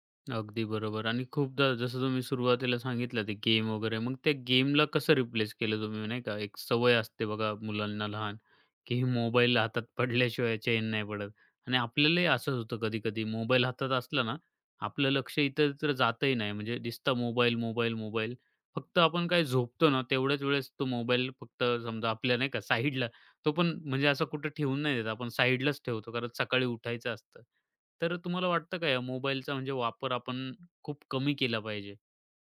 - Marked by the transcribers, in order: other background noise; tapping; laughing while speaking: "पडल्याशिवाय"; laughing while speaking: "साईडला"
- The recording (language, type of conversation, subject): Marathi, podcast, डिजिटल डिटॉक्स कसा सुरू करावा?